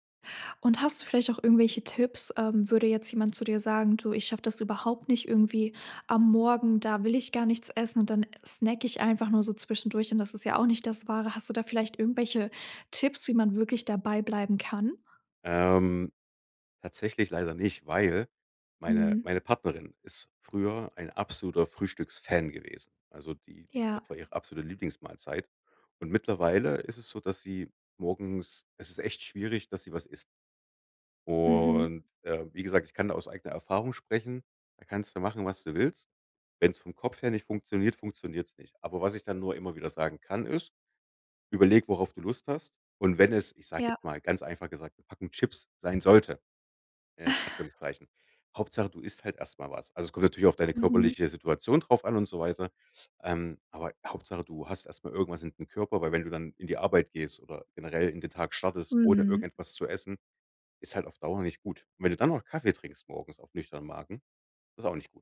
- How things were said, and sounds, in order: drawn out: "Und"; chuckle
- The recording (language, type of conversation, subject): German, podcast, Wie sieht deine Frühstücksroutine aus?